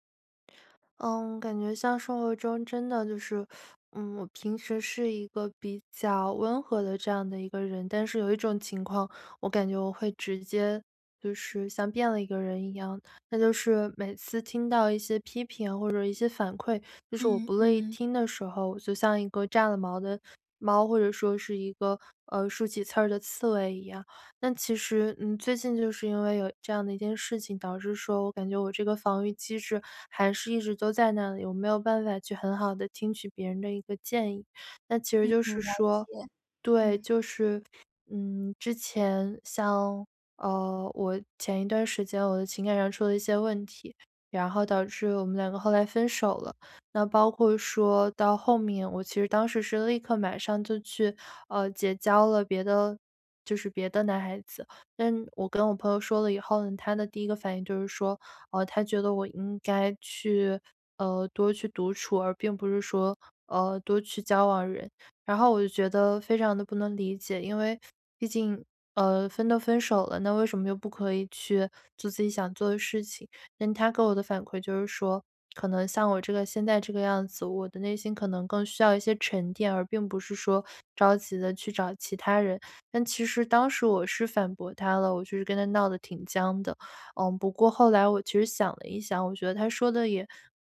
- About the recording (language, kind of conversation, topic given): Chinese, advice, 如何才能在听到反馈时不立刻产生防御反应？
- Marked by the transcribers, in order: none